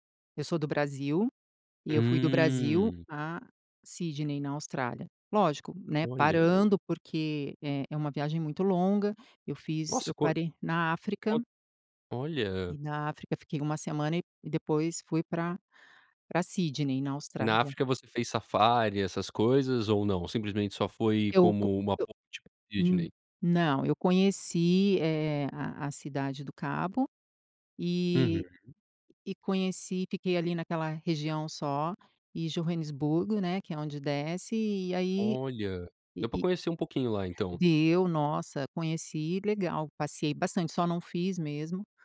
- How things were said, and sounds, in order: none
- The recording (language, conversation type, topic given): Portuguese, podcast, Como foi o encontro inesperado que você teve durante uma viagem?